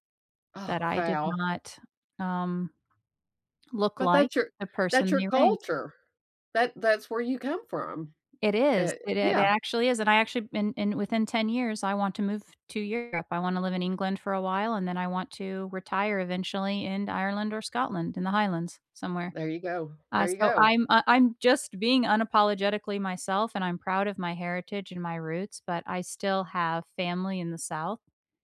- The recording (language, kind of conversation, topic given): English, unstructured, How do you feel about mixing different cultural traditions?
- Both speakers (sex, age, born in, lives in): female, 35-39, United States, United States; female, 50-54, United States, United States
- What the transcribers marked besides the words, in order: none